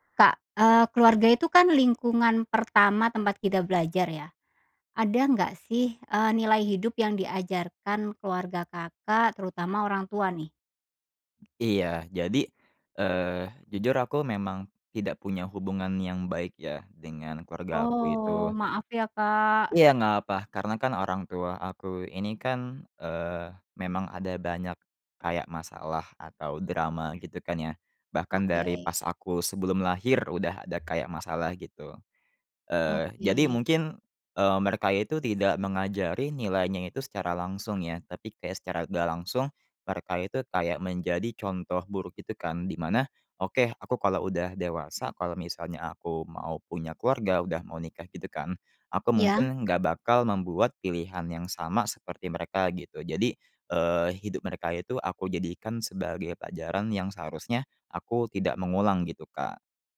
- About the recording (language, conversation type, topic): Indonesian, podcast, Bisakah kamu menceritakan pengalaman ketika orang tua mengajarkan nilai-nilai hidup kepadamu?
- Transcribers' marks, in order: other background noise